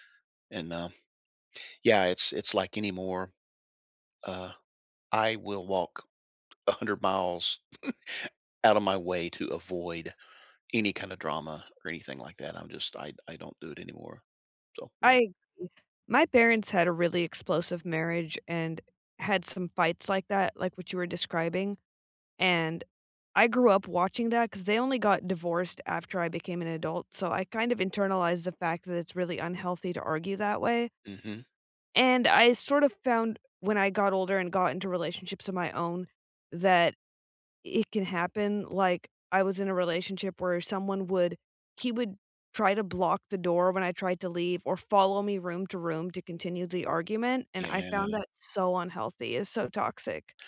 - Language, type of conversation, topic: English, unstructured, How do you practice self-care in your daily routine?
- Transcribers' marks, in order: chuckle; other background noise